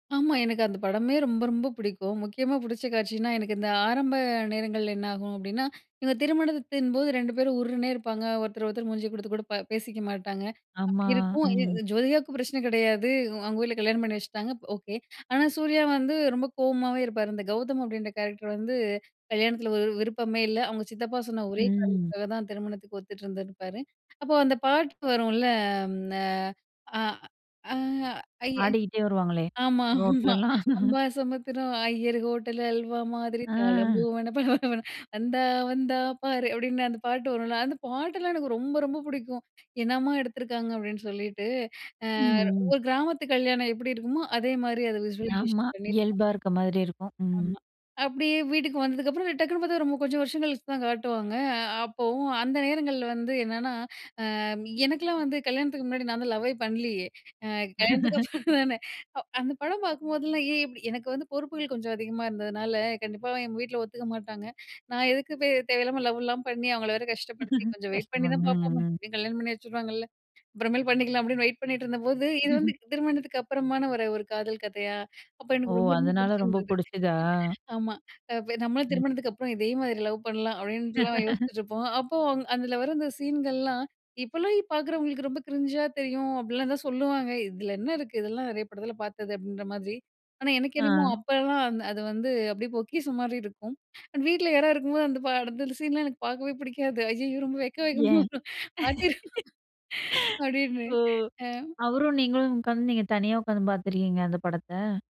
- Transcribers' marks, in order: laughing while speaking: "ரோட்லலாம்"; singing: "அம்பாசமுத்திரம் ஐயர் ஹோட்டலு அல்வா மாதிரி … வந்தா வந்தா பாரு"; in English: "விஸ்வலைசேஷன்"; laughing while speaking: "கல்யாணத்துக்கு அப்புறம் தானே"; laugh; laugh; laugh; laugh; laugh; laughing while speaking: "பார்க்கவே புடிக்காது அய்யய்யோ ரொம்ப வெக்க வெக்கமா வரும் மாத்திரு அப்டின்னு. அ"; laughing while speaking: "ஓ!"
- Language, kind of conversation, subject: Tamil, podcast, உங்களுக்கு பிடித்த சினிமா கதையைப் பற்றி சொல்ல முடியுமா?